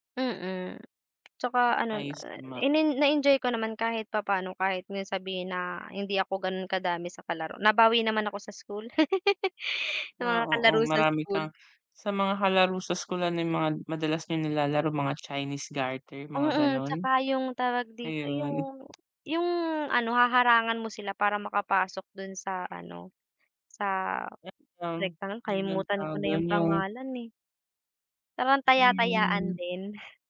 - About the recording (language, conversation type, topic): Filipino, unstructured, Ano ang pinakaunang alaala mo noong bata ka pa?
- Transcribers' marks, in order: tapping; giggle; other background noise